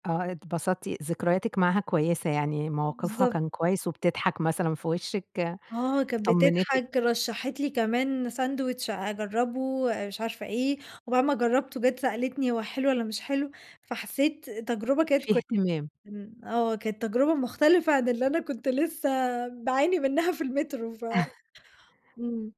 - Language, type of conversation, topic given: Arabic, podcast, إيه نصيحتك للي بيفكّر يسافر لوحده لأول مرة؟
- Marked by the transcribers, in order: laugh